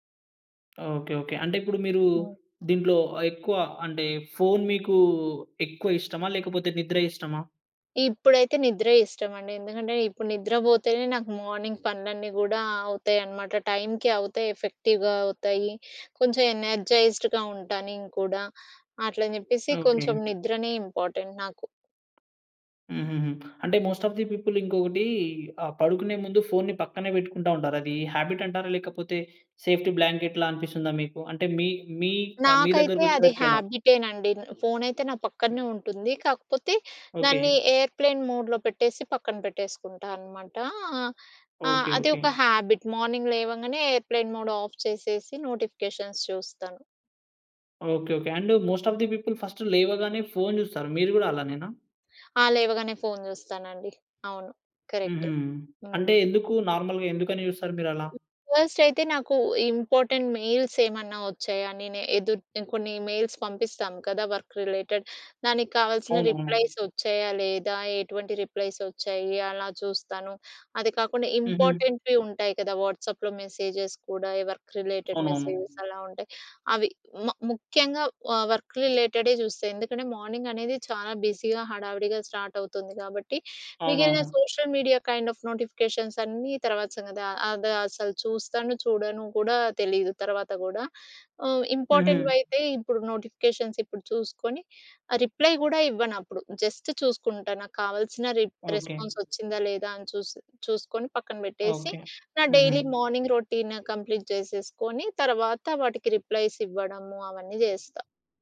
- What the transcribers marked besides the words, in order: in English: "మార్నింగ్"; in English: "ఎఫెక్టివ్‍గా"; in English: "ఎనర్జైజ్డ్‌గా"; in English: "ఇంపార్టెంట్"; in English: "మోస్ట్ ఆఫ్ ది పీపుల్"; in English: "సేఫ్టీ బ్లాంకెట్‌లా"; other noise; in English: "ఎయిర్‌ప్లేన్ మోడ్‌లో"; in English: "హ్యాబిట్. మార్నింగ్"; in English: "ఎయిర్‌ప్లేన్ మోడ్ ఆఫ్"; in English: "నోటిఫికేషన్స్"; tapping; in English: "అండ్ మోస్ట్ ఆఫ్ ది పీపుల్ ఫస్ట్"; in English: "నార్మల్‌గా"; in English: "ఫస్ట్"; in English: "ఇంపార్టెంట్ మెయిల్స్"; in English: "మెయిల్స్"; in English: "వర్క్ రిలేటెడ్"; in English: "రిప్లైస్"; in English: "రిప్లైస్"; in English: "ఇంపార్టెంట్‌వి"; in English: "వాట్సాప్‍లో మెసేజెస్"; in English: "వర్క్ రిలేటెడ్ మెసేజెస్"; in English: "బిజీగా"; in English: "స్టార్ట్"; in English: "సోషల్ మీడియా కైండ్ ఆఫ్ నోటిఫికేషన్స్"; in English: "నోటిఫికేషన్స్"; in English: "రిప్లై"; in English: "జస్ట్"; in English: "రి రెస్పాన్స్"; in English: "డైలీ మార్నింగ్ రొటీన్ కంప్లీట్"; in English: "రిప్లైస్"
- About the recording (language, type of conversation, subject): Telugu, podcast, రాత్రి పడుకునే ముందు మొబైల్ ఫోన్ వాడకం గురించి మీ అభిప్రాయం ఏమిటి?